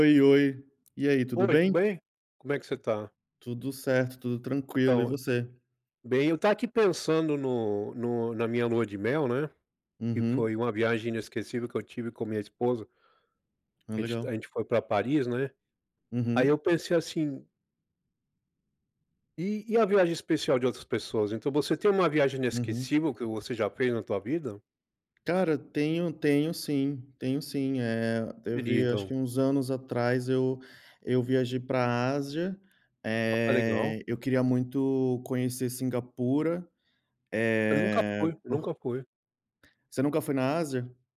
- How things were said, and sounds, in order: tapping
- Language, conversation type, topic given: Portuguese, unstructured, Qual foi a viagem mais inesquecível que você já fez?